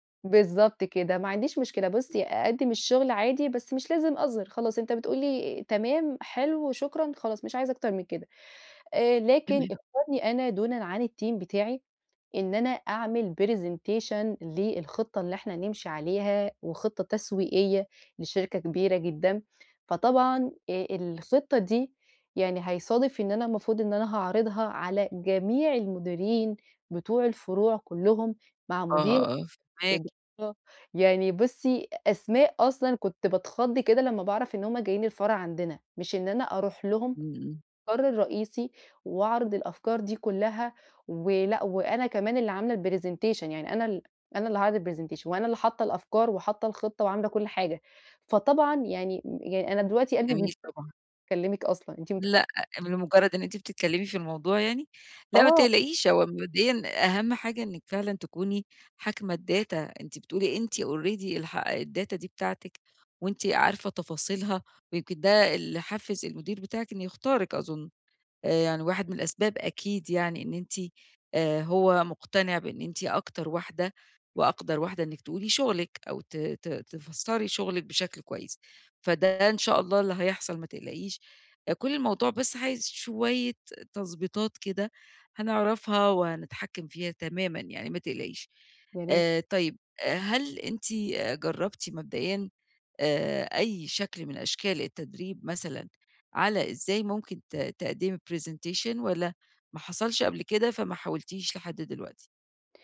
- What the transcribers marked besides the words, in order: other background noise; in English: "الteam"; in English: "presentation"; unintelligible speech; in English: "الpresentation"; in English: "الpresentation"; unintelligible speech; in English: "الdata"; tapping; in English: "already"; in English: "الdata"; in English: "presentation"
- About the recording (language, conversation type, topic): Arabic, advice, إزاي أقلّل توتّري قبل ما أتكلم قدّام ناس؟